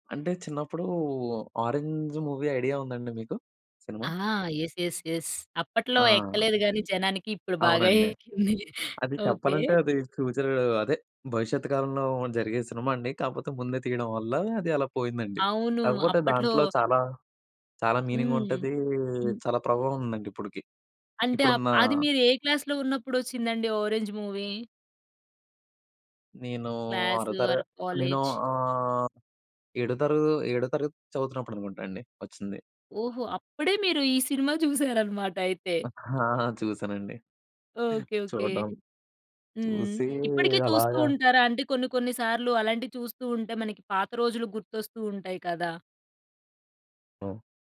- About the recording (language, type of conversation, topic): Telugu, podcast, సినిమాలపై నీ ప్రేమ ఎప్పుడు, ఎలా మొదలైంది?
- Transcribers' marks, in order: in English: "మూవీ ఐడియా"; in English: "యెస్. యెస్. యెస్"; chuckle; in English: "మీనింగ్"; in English: "క్లాస్‌లో"; in English: "మూవీ?"; in English: "క్లాస్ ఆర్ కాలేజ్?"; chuckle; in English: "ఓకె. ఓకె"